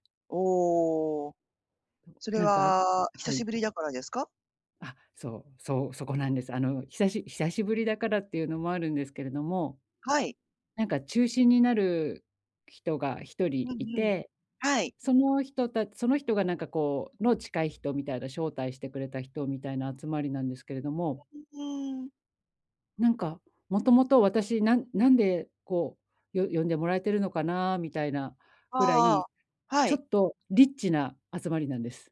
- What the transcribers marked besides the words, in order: other background noise; tapping
- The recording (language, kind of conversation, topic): Japanese, advice, 友人の集まりで孤立しないためにはどうすればいいですか？